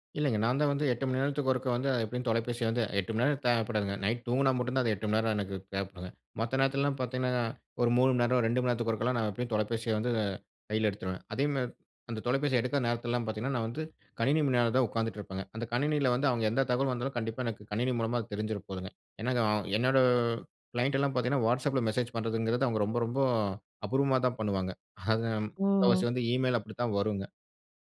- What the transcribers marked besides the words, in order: in English: "க்ளைண்ட்லாம்"; in English: "ஈமெயில்"
- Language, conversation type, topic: Tamil, podcast, கைபேசி அறிவிப்புகள் நமது கவனத்தைச் சிதறவைக்கிறதா?